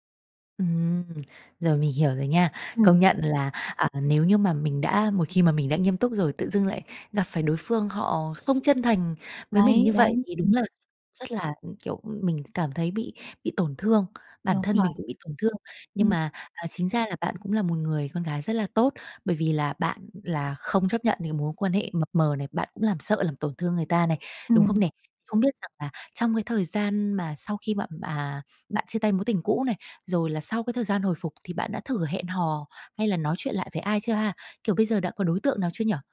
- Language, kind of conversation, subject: Vietnamese, advice, Bạn làm thế nào để vượt qua nỗi sợ bị từ chối khi muốn hẹn hò lại sau chia tay?
- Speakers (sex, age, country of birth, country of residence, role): female, 30-34, Vietnam, Vietnam, advisor; female, 35-39, Vietnam, Vietnam, user
- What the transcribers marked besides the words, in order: tapping